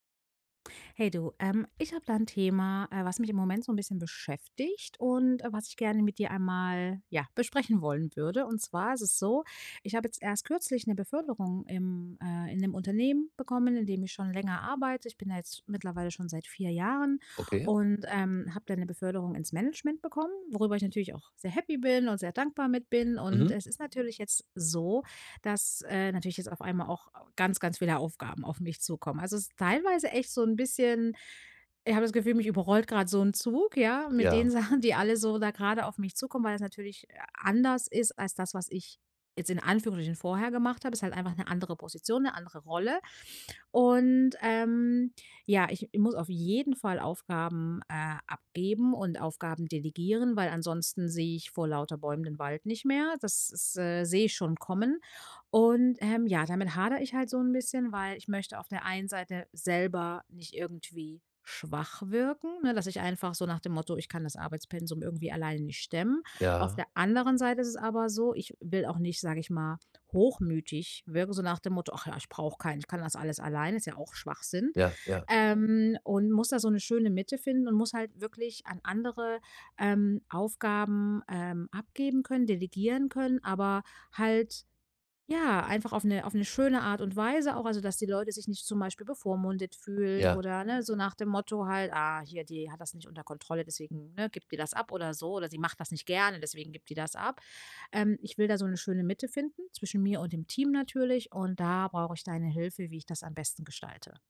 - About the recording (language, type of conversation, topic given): German, advice, Wie kann ich Aufgaben effektiv an andere delegieren?
- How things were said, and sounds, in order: laughing while speaking: "Sachen"